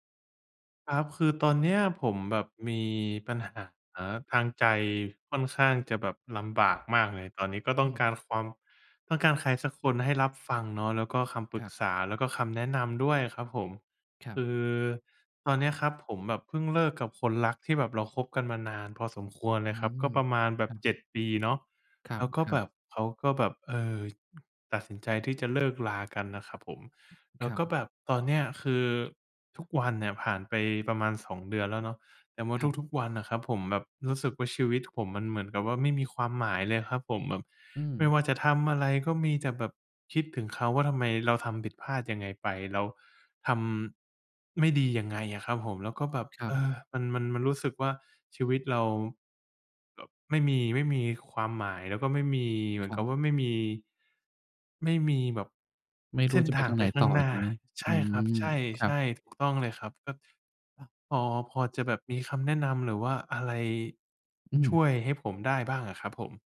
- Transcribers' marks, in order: other background noise
- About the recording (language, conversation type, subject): Thai, advice, คำถามภาษาไทยเกี่ยวกับการค้นหาความหมายชีวิตหลังเลิกกับแฟน